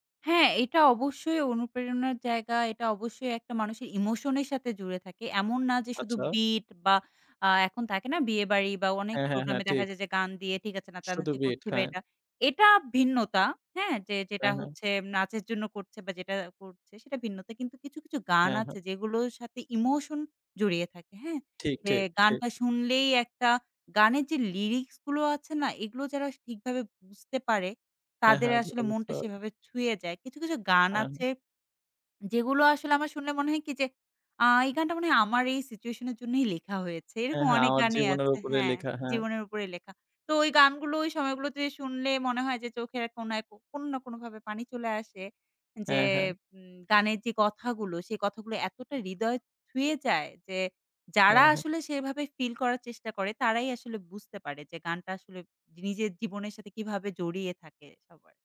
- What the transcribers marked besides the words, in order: other background noise
- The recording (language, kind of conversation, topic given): Bengali, podcast, কোন গান শুনলে আপনি তৎক্ষণাৎ ছোটবেলায় ফিরে যান, আর কেন?